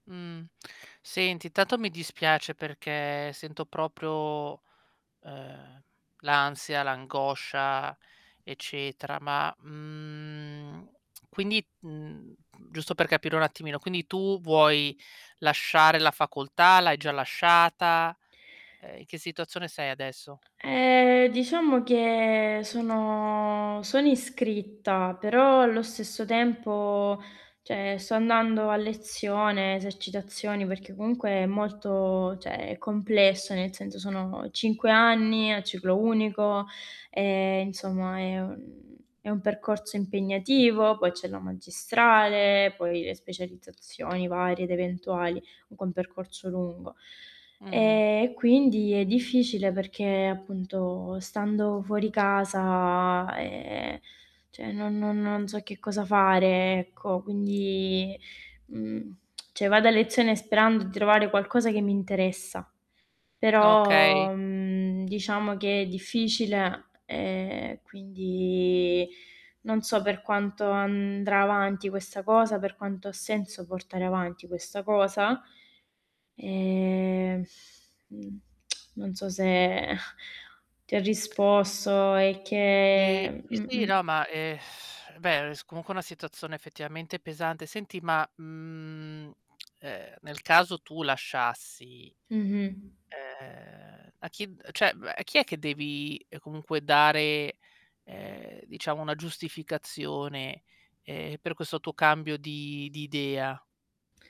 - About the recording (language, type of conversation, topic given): Italian, advice, Come vivi il dover spiegare o difendere scelte di vita non tradizionali?
- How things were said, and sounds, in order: "proprio" said as "propro"; drawn out: "mhmm"; lip smack; static; tapping; drawn out: "Ehm"; drawn out: "che sono"; "cioè" said as "ceh"; "cioè" said as "ceh"; drawn out: "e"; drawn out: "Ehm"; other background noise; drawn out: "ehm"; "cioè" said as "ceh"; drawn out: "mhmm"; lip smack; "cioè" said as "ceh"; drawn out: "però"; drawn out: "e quindi"; drawn out: "Ehm"; lip smack; drawn out: "che"; distorted speech; lip trill; drawn out: "mhmm"; tongue click; drawn out: "ehm"; "cioè" said as "ceh"; drawn out: "ehm"